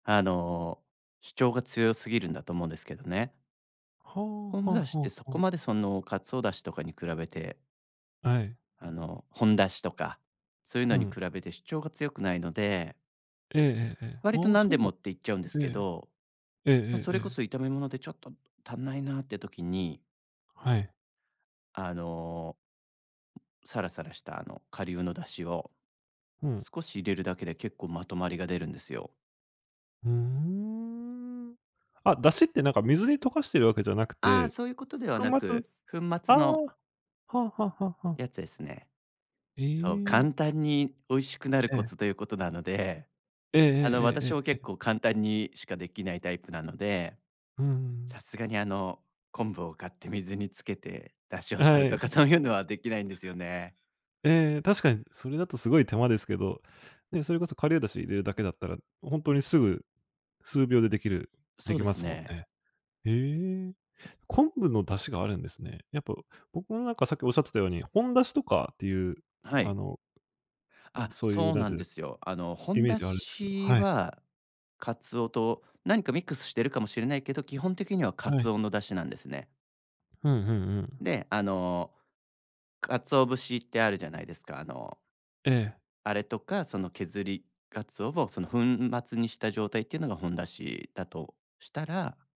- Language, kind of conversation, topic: Japanese, podcast, 簡単に料理を美味しくするコツはありますか？
- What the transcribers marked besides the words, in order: laughing while speaking: "とかそういうのは"; unintelligible speech